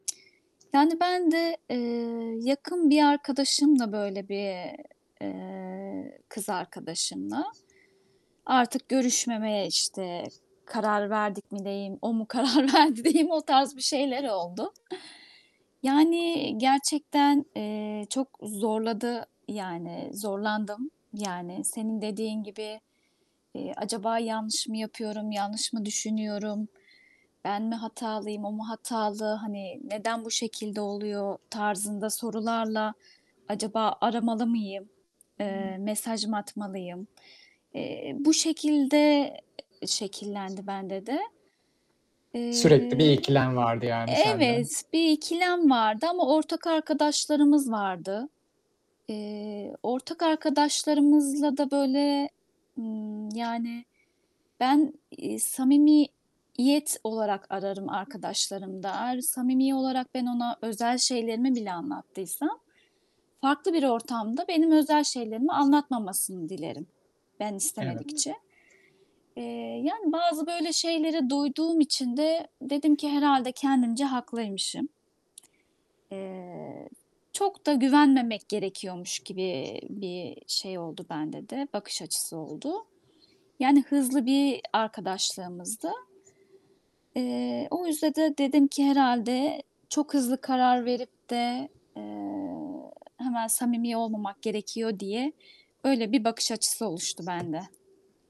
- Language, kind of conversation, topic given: Turkish, unstructured, Sevdiğin birini kaybetmek hayatını nasıl değiştirdi?
- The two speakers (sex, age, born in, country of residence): female, 35-39, Turkey, Austria; male, 30-34, Turkey, Germany
- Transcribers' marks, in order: static; other background noise; laughing while speaking: "karar verdi diyeyim o tarz bir şeyler oldu"; tapping